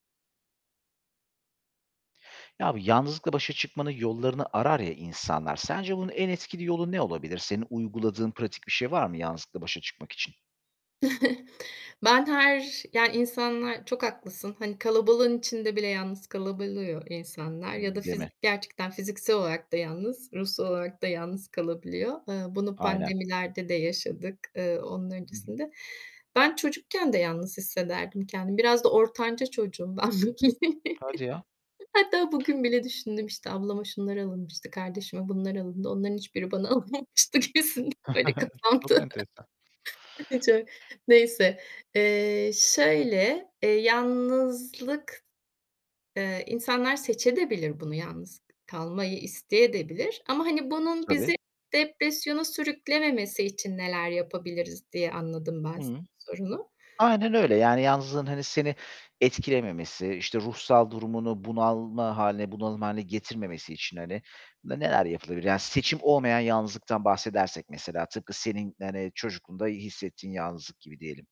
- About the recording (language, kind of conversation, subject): Turkish, podcast, Yalnızlıkla başa çıkmanın en etkili yolları nelerdir?
- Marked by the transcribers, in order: static; distorted speech; chuckle; tapping; laughing while speaking: "bugün"; chuckle; chuckle; laughing while speaking: "alınmamıştı. gibisinden, böyle, kafamda. Çok"; other background noise; chuckle